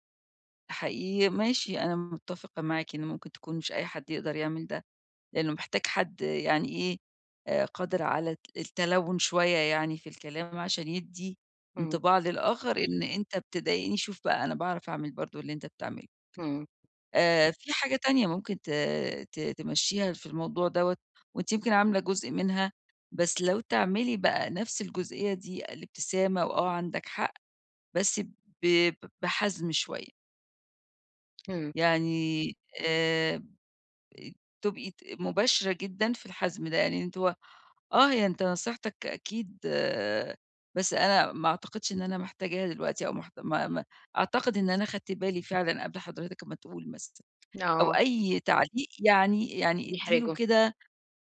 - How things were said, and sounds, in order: tapping; other noise
- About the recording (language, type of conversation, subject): Arabic, advice, إزاي أحط حدود بذوق لما حد يديني نصايح من غير ما أطلب؟